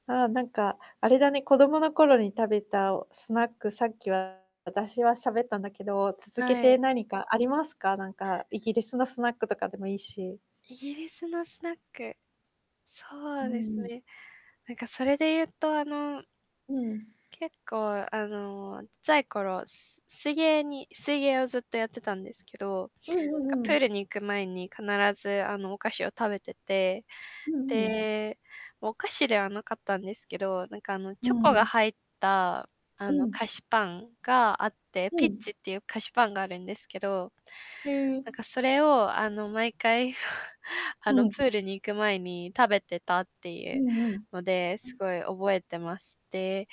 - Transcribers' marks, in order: static; distorted speech
- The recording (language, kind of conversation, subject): Japanese, unstructured, 食べ物にまつわる子どもの頃の思い出を教えてください。?
- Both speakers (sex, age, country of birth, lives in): female, 20-24, Japan, Japan; female, 45-49, Japan, United States